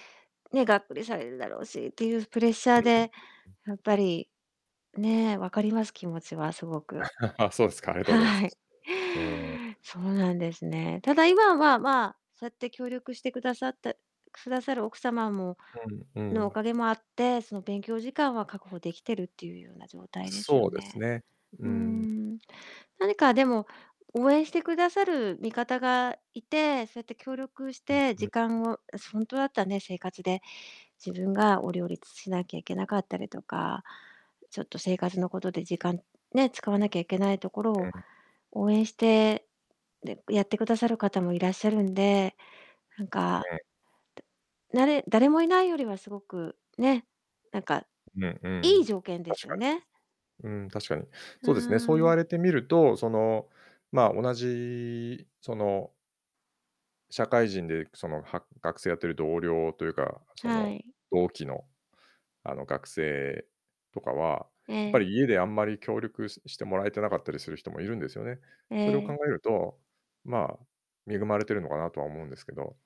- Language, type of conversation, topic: Japanese, advice, 仕事で昇進や成果を期待されるプレッシャーをどのように感じていますか？
- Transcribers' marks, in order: distorted speech; chuckle; tapping